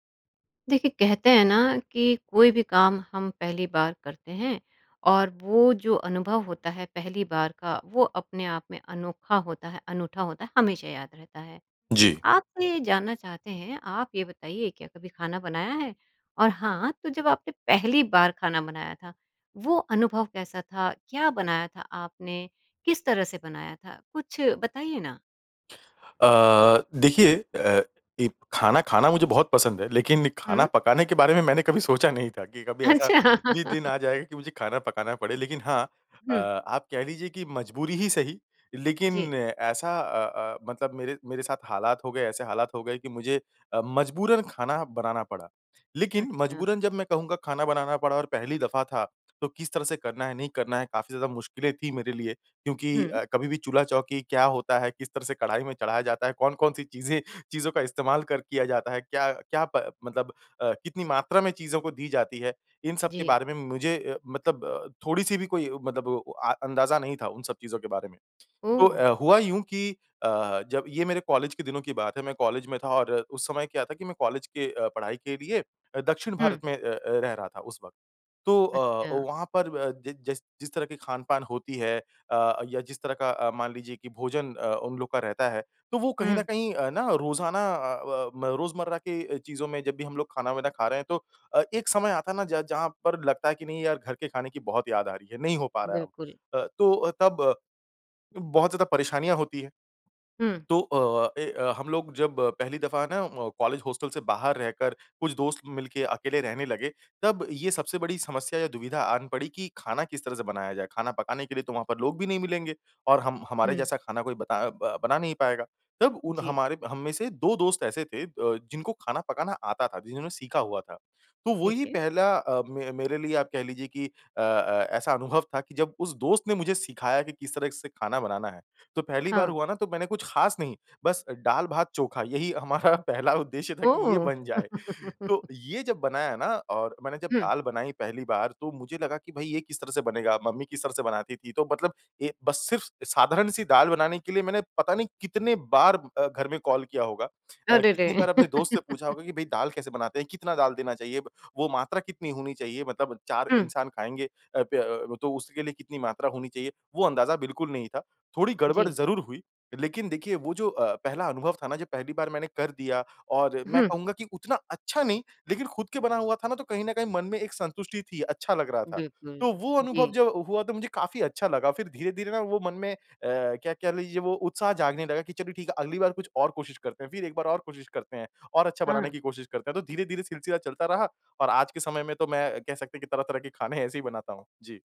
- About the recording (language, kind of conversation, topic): Hindi, podcast, खाना बनाना सीखने का तुम्हारा पहला अनुभव कैसा रहा?
- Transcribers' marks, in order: laughing while speaking: "मैंने कभी सोचा नहीं था"; joyful: "कि कभी ऐसा भी दिन आ जाए कि मुझे खाना पकाना पड़े"; laughing while speaking: "अच्छा"; laugh; tapping; laughing while speaking: "हमारा पहला उद्देश्य था कि"; surprised: "ओह!"; laugh; laugh